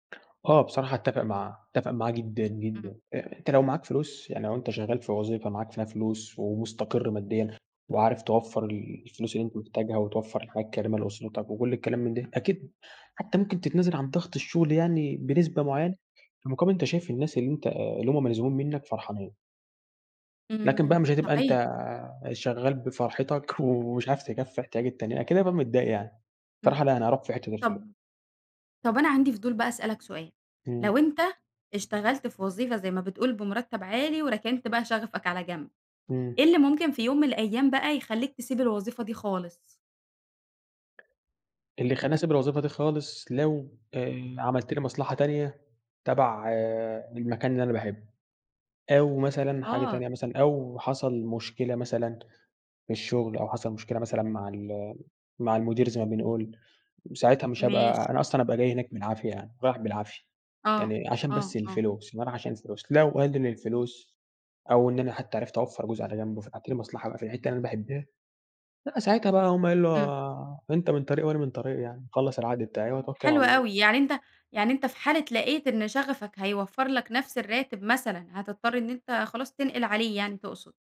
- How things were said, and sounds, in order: tapping
- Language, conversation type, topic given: Arabic, podcast, إزاي تختار بين شغفك وبين مرتب أعلى؟